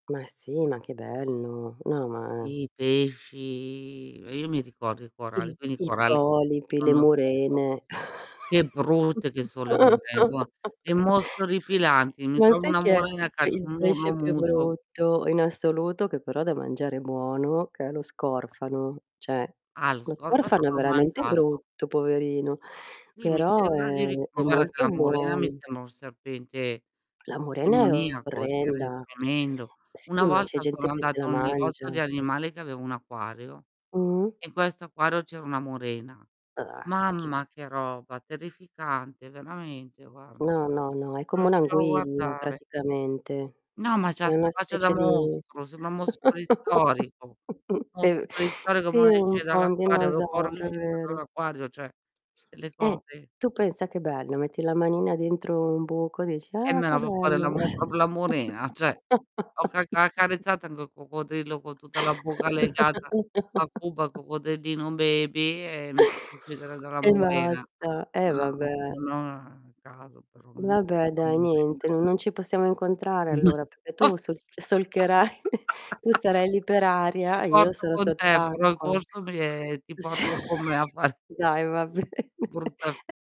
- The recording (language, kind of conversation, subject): Italian, unstructured, Quale esperienza ti sembra più unica: un volo in parapendio o un’immersione subacquea?
- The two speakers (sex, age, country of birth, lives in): female, 50-54, Italy, Italy; female, 55-59, Italy, Italy
- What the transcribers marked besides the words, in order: drawn out: "pesci"; unintelligible speech; "insomma" said as "nsoma"; laugh; distorted speech; "Cioè" said as "ceh"; tapping; "sembra" said as "semba"; chuckle; "cioè" said as "ceh"; "proprio" said as "propio"; "cioè" said as "ceh"; laugh; in English: "baby"; unintelligible speech; unintelligible speech; laugh; "perché" said as "pecché"; laughing while speaking: "solcherai"; chuckle; laughing while speaking: "far"; laughing while speaking: "S"; chuckle; laughing while speaking: "va bene"